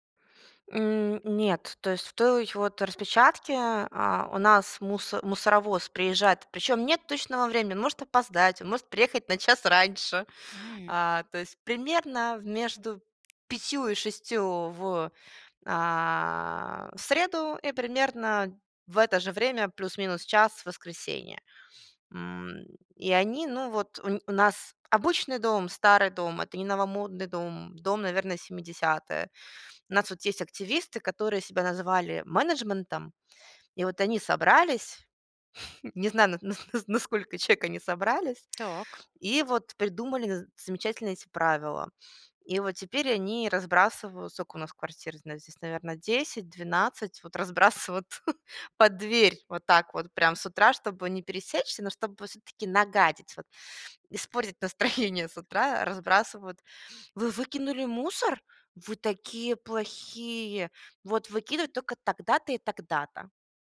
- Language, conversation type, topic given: Russian, advice, Как найти баланс между моими потребностями и ожиданиями других, не обидев никого?
- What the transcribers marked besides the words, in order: chuckle; laughing while speaking: "нас на сколько"; tapping; chuckle; chuckle; put-on voice: "Вы выкинули мусор? Вы такие плохие! Вот выкидывать только тогда-то и тогда-то"